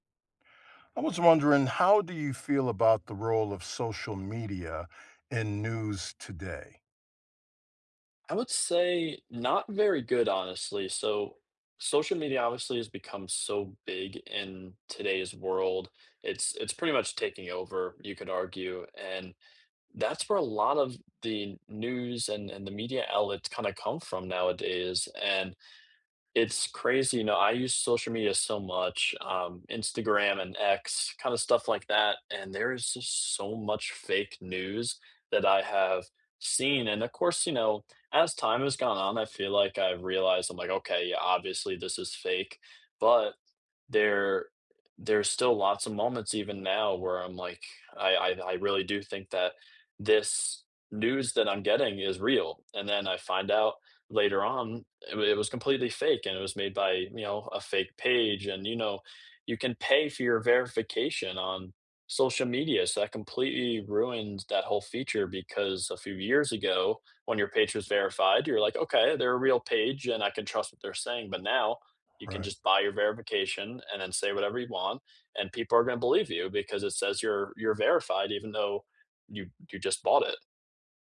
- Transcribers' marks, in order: other background noise; tapping
- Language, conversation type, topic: English, unstructured, How do you feel about the role of social media in news today?
- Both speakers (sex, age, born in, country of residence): male, 20-24, United States, United States; male, 60-64, United States, United States